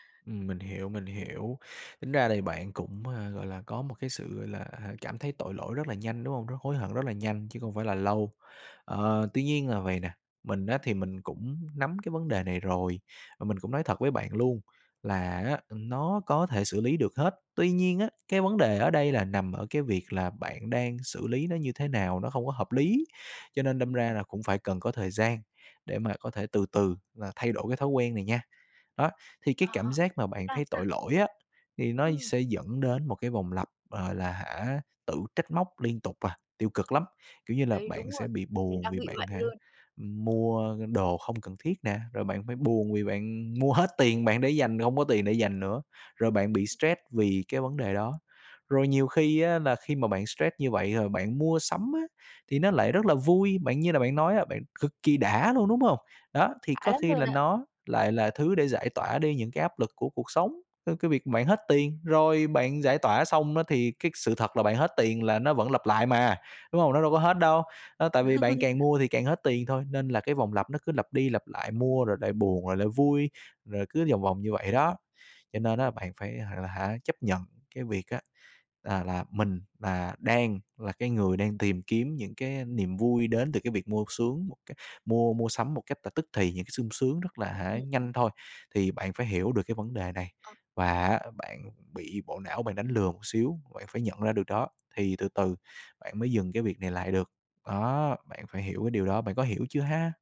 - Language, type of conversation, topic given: Vietnamese, advice, Vì sao bạn cảm thấy tội lỗi sau khi mua sắm bốc đồng?
- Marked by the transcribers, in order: tapping; other background noise; unintelligible speech; unintelligible speech; laugh